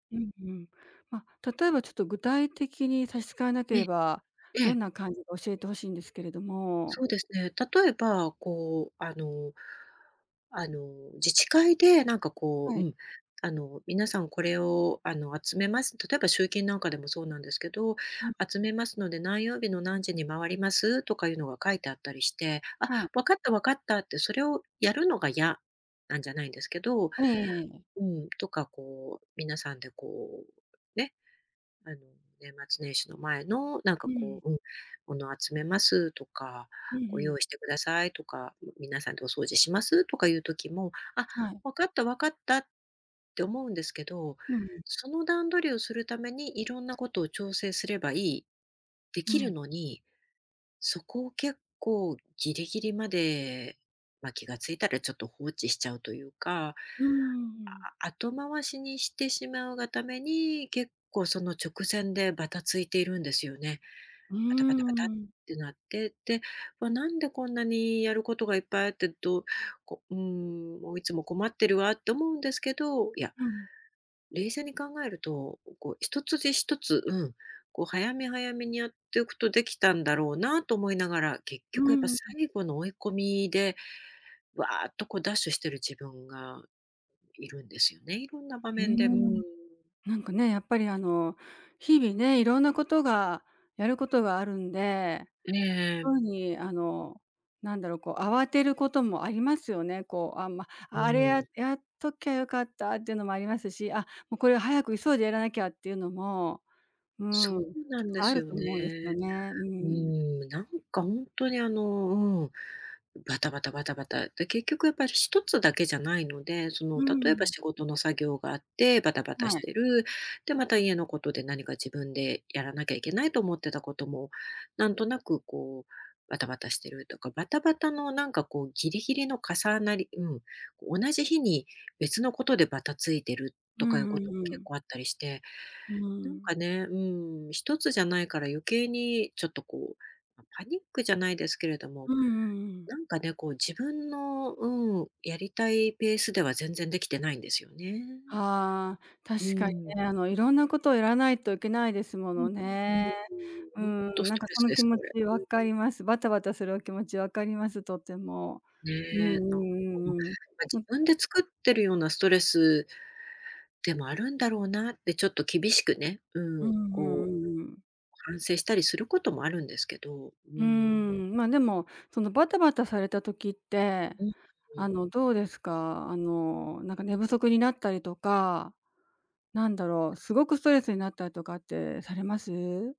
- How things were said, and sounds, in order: other background noise
- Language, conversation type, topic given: Japanese, advice, 締め切り前に慌てて短時間で詰め込んでしまう癖を直すにはどうすればよいですか？